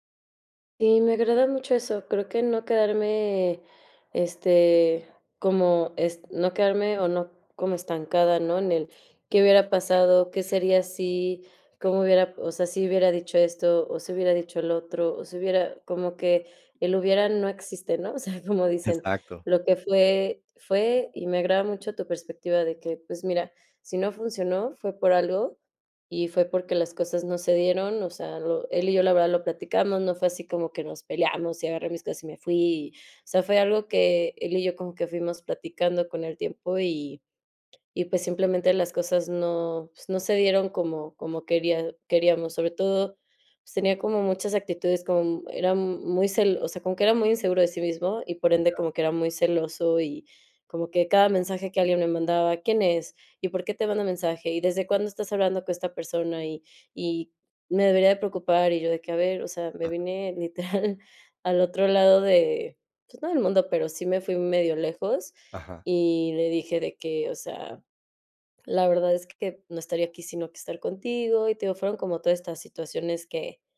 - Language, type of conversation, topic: Spanish, advice, ¿Cómo puedo recuperarme emocionalmente después de una ruptura reciente?
- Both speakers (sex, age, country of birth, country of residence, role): female, 30-34, United States, United States, user; male, 35-39, Mexico, Poland, advisor
- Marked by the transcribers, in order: laughing while speaking: "O sea"; laughing while speaking: "literal"